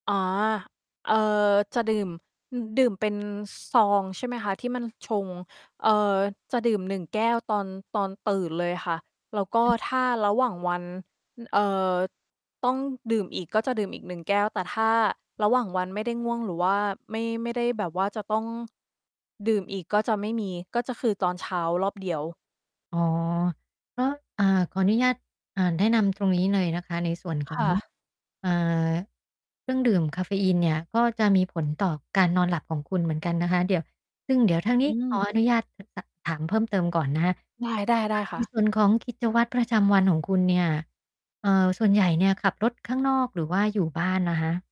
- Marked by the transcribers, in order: distorted speech; mechanical hum; other background noise
- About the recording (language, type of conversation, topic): Thai, advice, ทำไมฉันถึงง่วงตลอดวันทั้งที่นอนหลับเพียงพอเมื่อคืน?